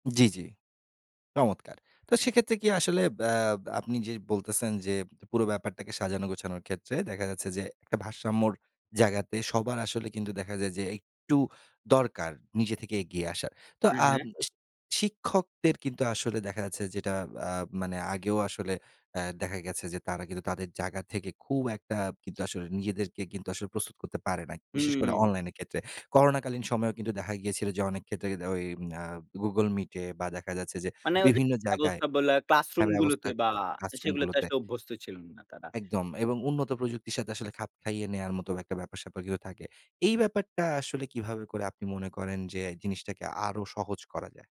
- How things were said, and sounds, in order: other background noise
- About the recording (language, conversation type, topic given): Bengali, podcast, আপনার কি মনে হয়, ভবিষ্যতে অনলাইন শিক্ষা কি প্রথাগত শ্রেণিকক্ষভিত্তিক শিক্ষাকে প্রতিস্থাপন করবে?
- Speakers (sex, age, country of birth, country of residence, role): male, 20-24, Bangladesh, Bangladesh, guest; male, 30-34, Bangladesh, Bangladesh, host